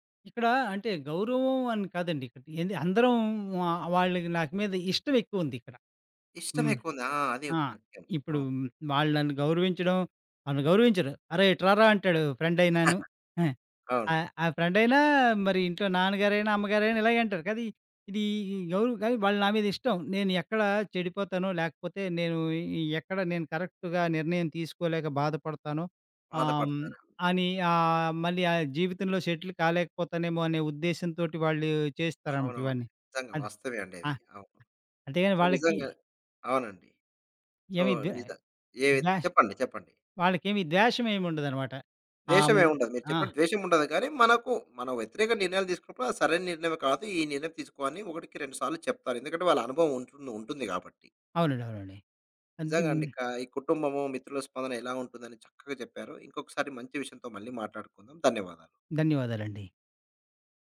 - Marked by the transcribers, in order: in English: "ఫ్రెండ్"; giggle; in English: "కరెక్ట్‌గా"; in English: "సెటిల్"; other background noise; in English: "సో"; in English: "సో"
- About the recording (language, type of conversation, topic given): Telugu, podcast, కుటుంబ సభ్యులు మరియు స్నేహితుల స్పందనను మీరు ఎలా ఎదుర్కొంటారు?